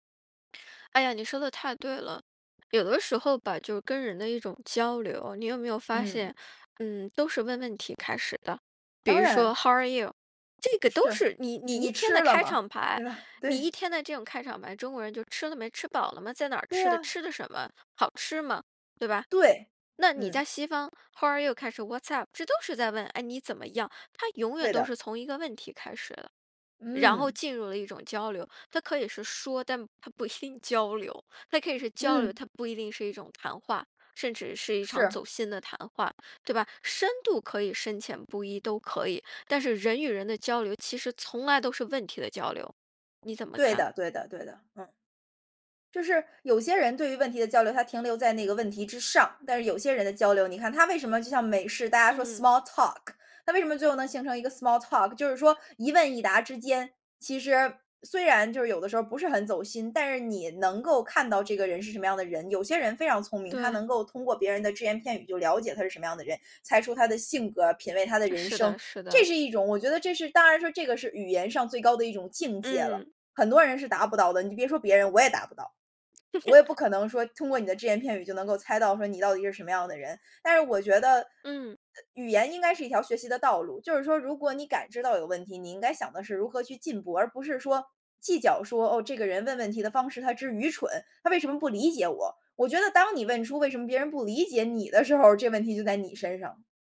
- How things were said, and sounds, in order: in English: "how are you？"; laughing while speaking: "对吧？对"; in English: "how are you"; in English: "what‘s up？"; in English: "small talk"; in English: "small talk"; laugh
- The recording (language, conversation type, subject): Chinese, podcast, 你从大自然中学到了哪些人生道理？